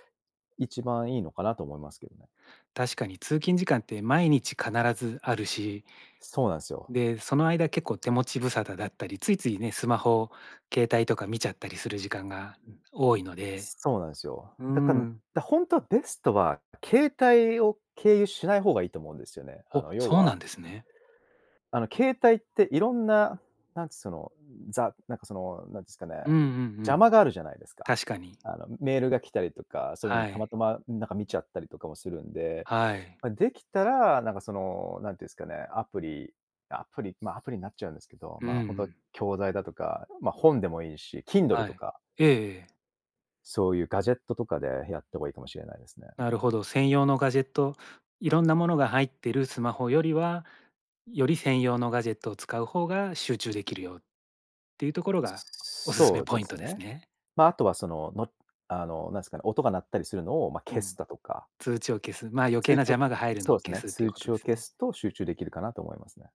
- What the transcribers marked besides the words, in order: none
- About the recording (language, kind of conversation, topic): Japanese, podcast, 自分を成長させる日々の習慣って何ですか？